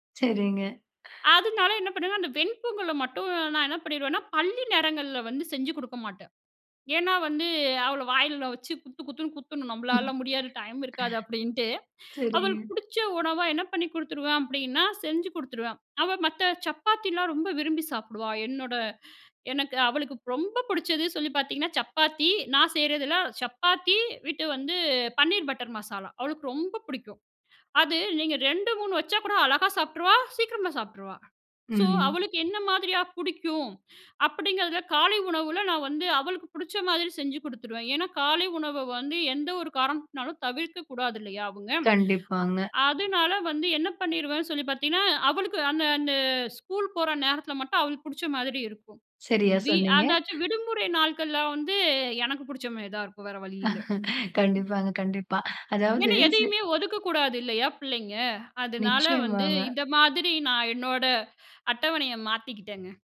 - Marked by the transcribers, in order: inhale; inhale; in English: "வித்"; laugh
- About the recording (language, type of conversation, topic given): Tamil, podcast, குழந்தைகளை பள்ளிக்குச் செல்ல நீங்கள் எப்படி தயார் செய்கிறீர்கள்?